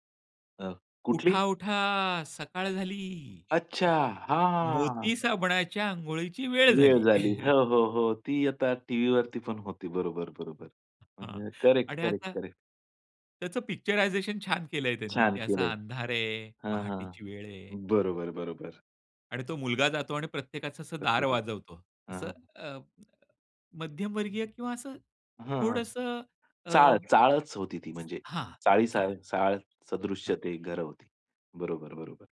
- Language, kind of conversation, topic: Marathi, podcast, नॉस्टॅल्जियामुळे जुन्या गोष्टी पुन्हा लोकप्रिय का होतात, असं आपल्याला का वाटतं?
- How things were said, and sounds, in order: stressed: "उठा-उठा"; other background noise; stressed: "मोती"; drawn out: "हां"; chuckle; tapping; in English: "पिक्चरायझेशन"